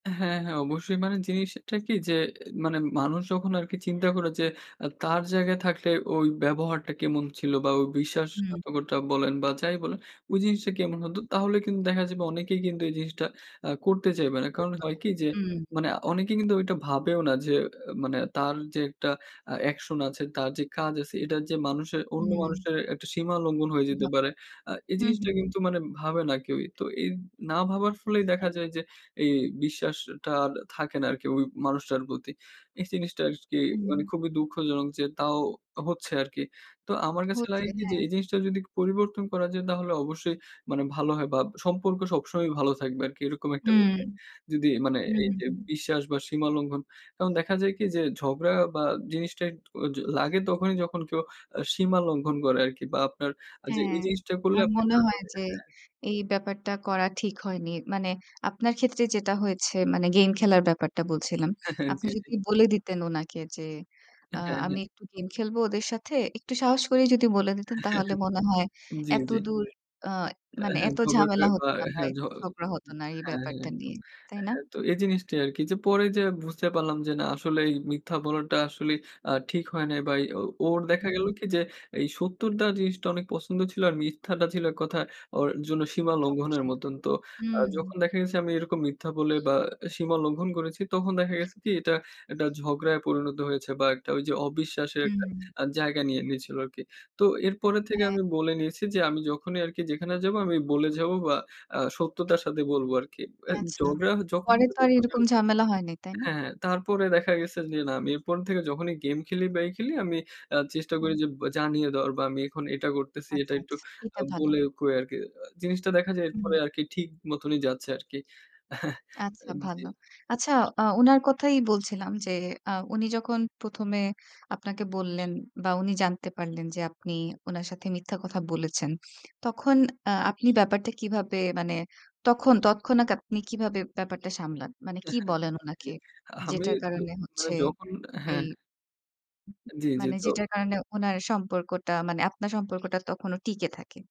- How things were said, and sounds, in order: "বিশ্বাসঘাতকতা" said as "বিশ্বাসঘাটকটা"; other background noise; unintelligible speech; unintelligible speech; chuckle; chuckle; unintelligible speech; unintelligible speech; chuckle; chuckle
- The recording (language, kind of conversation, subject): Bengali, podcast, সীমা লঙ্ঘনের পরে আবার বিশ্বাস কীভাবে গড়ে তোলা যায়?